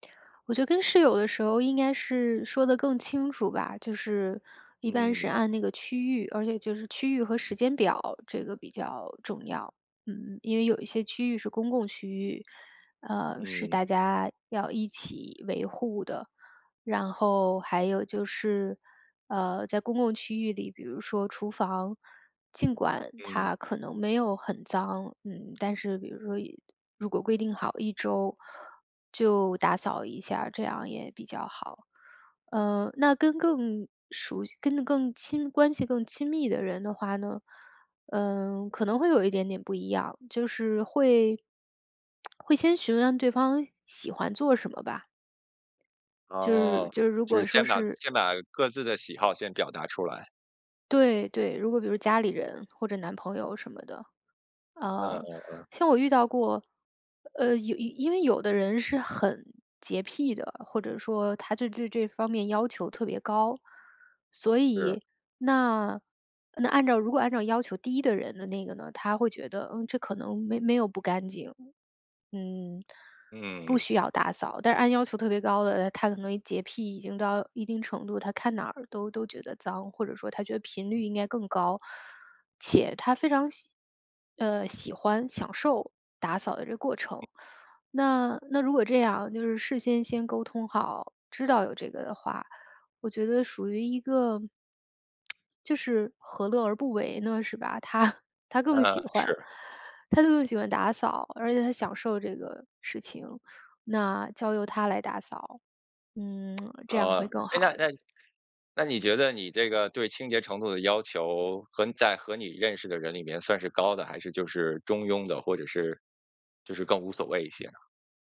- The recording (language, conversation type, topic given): Chinese, podcast, 在家里应该怎样更公平地分配家务？
- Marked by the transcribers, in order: other background noise; tapping; stressed: "很"; laughing while speaking: "嗯"; laughing while speaking: "他"; lip smack